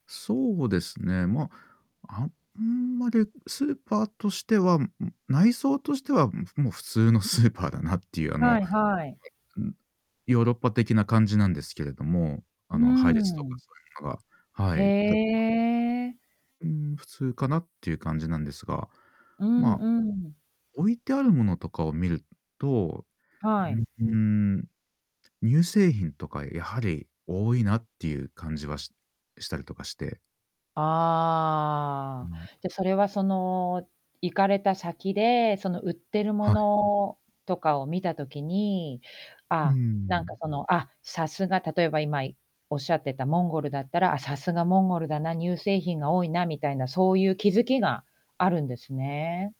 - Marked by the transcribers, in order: other noise; distorted speech; other background noise; static
- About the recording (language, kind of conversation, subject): Japanese, podcast, 旅先で必ずすることは何ですか？